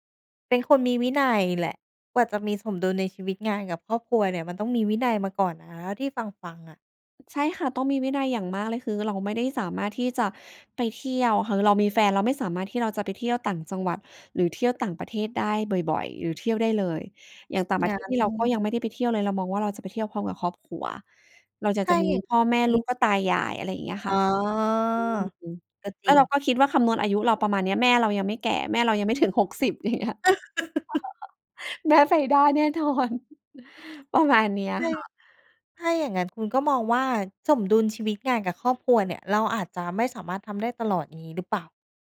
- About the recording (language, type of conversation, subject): Thai, podcast, คุณมีวิธีหาความสมดุลระหว่างงานกับครอบครัวอย่างไร?
- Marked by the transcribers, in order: other background noise; tapping; laugh; laughing while speaking: "อย่างเงี้ย"; chuckle